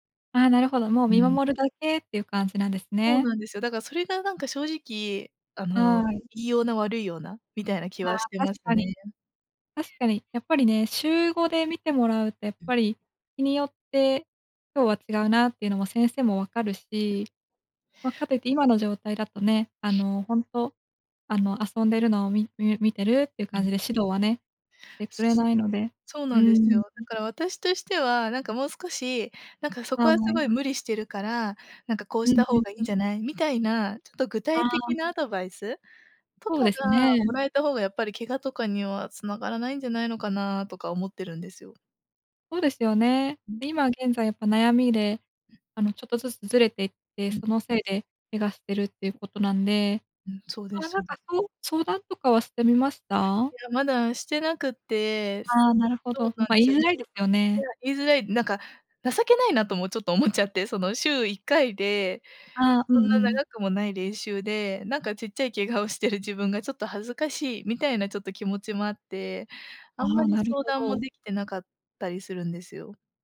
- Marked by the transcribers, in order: other background noise; tapping; sniff; laughing while speaking: "思っちゃって"; laughing while speaking: "怪我をしてる"
- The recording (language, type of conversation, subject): Japanese, advice, 怪我や故障から運動に復帰するのが怖いのですが、どうすれば不安を和らげられますか？